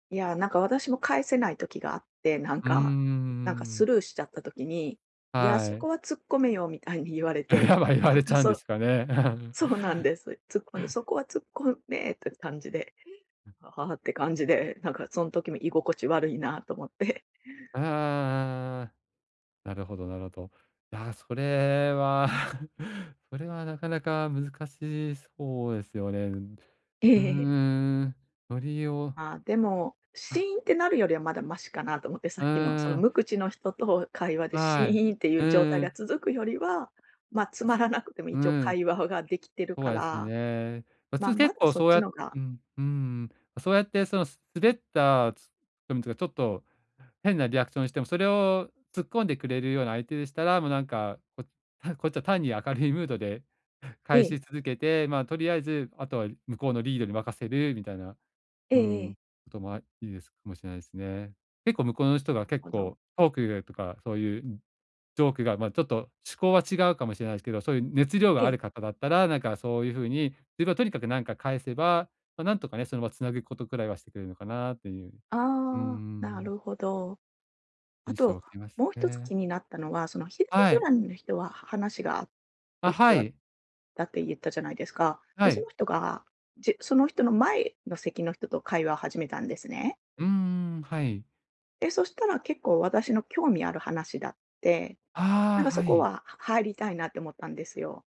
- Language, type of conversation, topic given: Japanese, advice, 友人の集まりで自分の居場所を見つけるにはどうすればいいですか？
- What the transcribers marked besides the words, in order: laugh; other noise; laugh